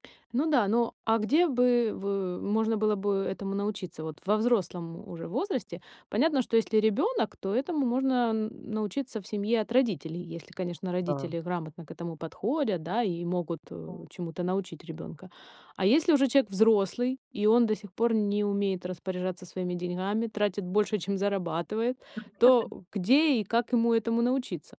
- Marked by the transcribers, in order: other noise; unintelligible speech
- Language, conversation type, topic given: Russian, podcast, Какие навыки ты бы посоветовал освоить каждому?